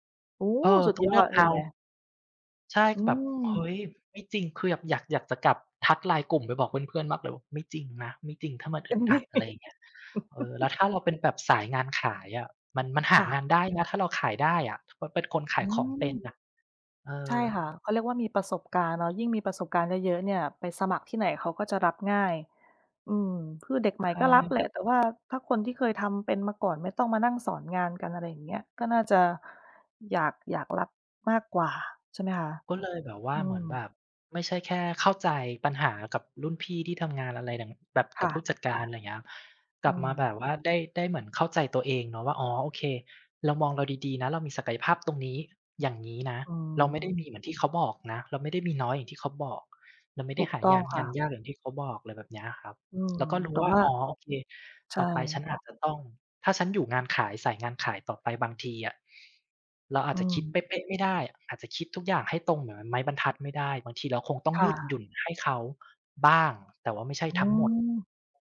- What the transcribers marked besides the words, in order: laughing while speaking: "เต็มที่"; laugh; tapping; other background noise
- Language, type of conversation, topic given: Thai, unstructured, คุณเคยมีประสบการณ์ที่ได้เรียนรู้จากความขัดแย้งไหม?